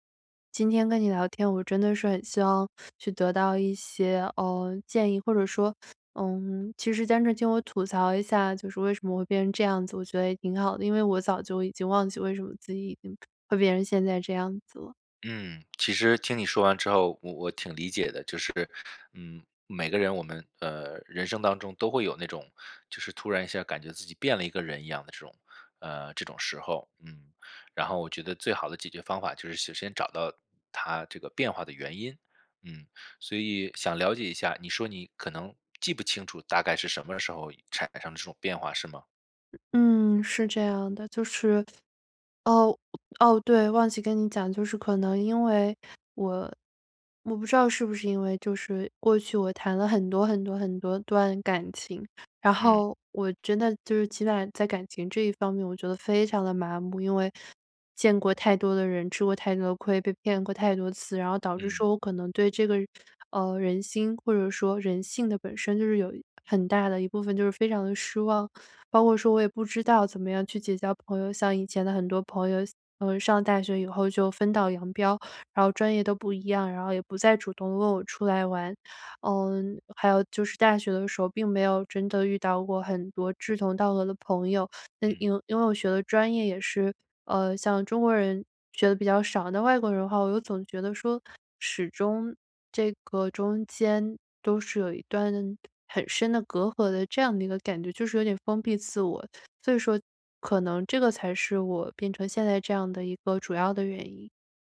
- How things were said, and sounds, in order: teeth sucking; teeth sucking; other background noise; teeth sucking; teeth sucking; teeth sucking; teeth sucking; other noise; teeth sucking
- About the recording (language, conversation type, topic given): Chinese, advice, 为什么我无法重新找回对爱好和生活的兴趣？